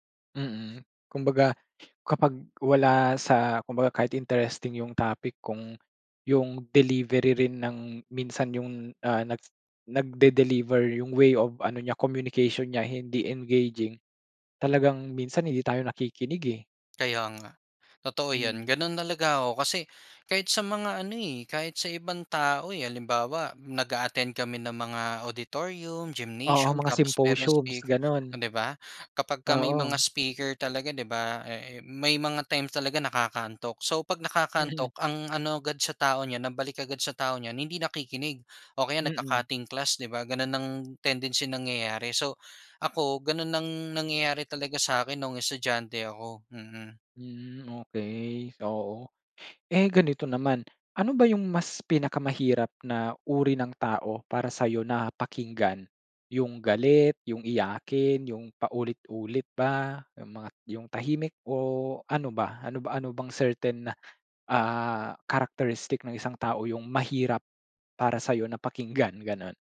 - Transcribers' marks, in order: other background noise; tapping; in English: "engaging"; in English: "auditorium, gymnasium"; in English: "symposiums"; gasp; laughing while speaking: "Mm"; in English: "tendency"; in English: "certain"; laughing while speaking: "pakinggan"
- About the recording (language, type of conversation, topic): Filipino, podcast, Paano ka nakikinig para maintindihan ang kausap, at hindi lang para makasagot?